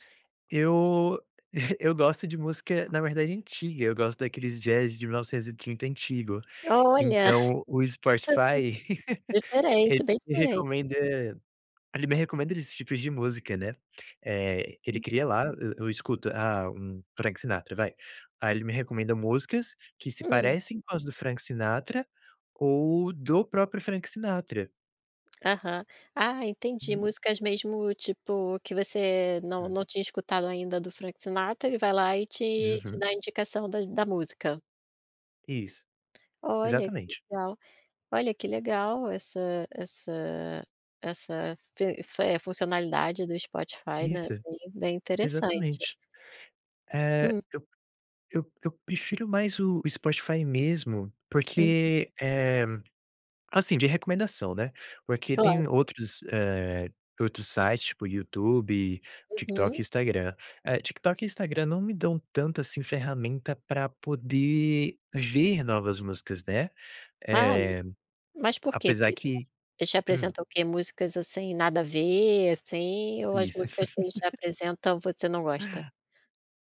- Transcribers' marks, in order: tapping; chuckle; laugh; other background noise; surprised: "Ah"; laugh
- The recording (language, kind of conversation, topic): Portuguese, podcast, Como você descobre músicas novas atualmente?